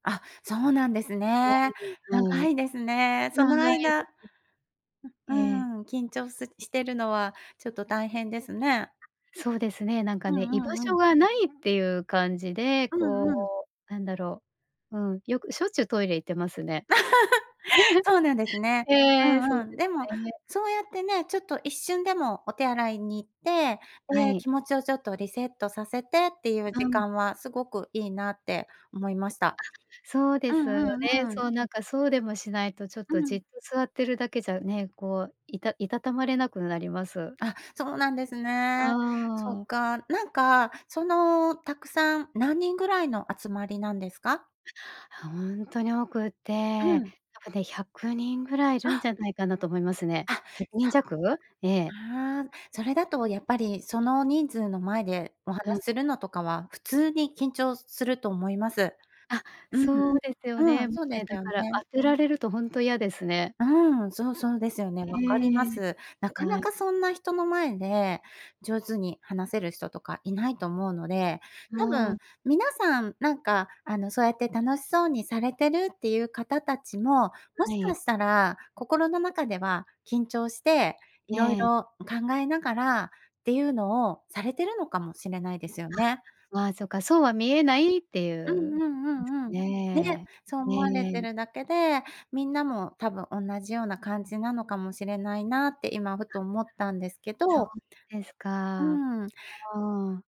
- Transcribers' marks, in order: chuckle; giggle; other background noise
- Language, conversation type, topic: Japanese, advice, 飲み会や集まりで緊張して楽しめないのはなぜですか？
- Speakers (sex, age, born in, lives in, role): female, 50-54, Japan, Japan, advisor; female, 50-54, Japan, Japan, user